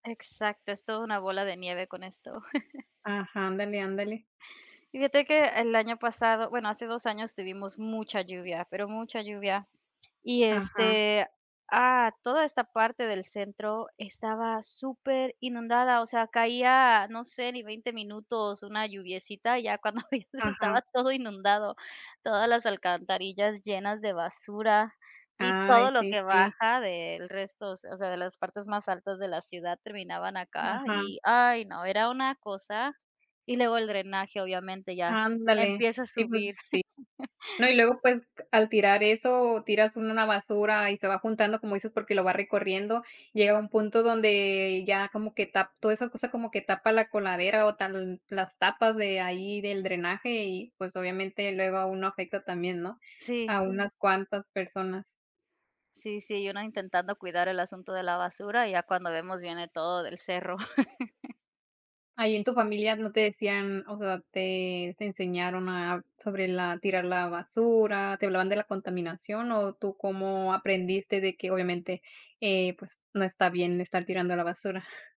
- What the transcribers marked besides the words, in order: chuckle; laughing while speaking: "veías estaba todo inundado"; tapping; laugh; laugh
- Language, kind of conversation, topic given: Spanish, unstructured, ¿Qué opinas sobre la gente que no recoge la basura en la calle?
- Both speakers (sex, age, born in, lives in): female, 30-34, Mexico, United States; female, 40-44, Mexico, Mexico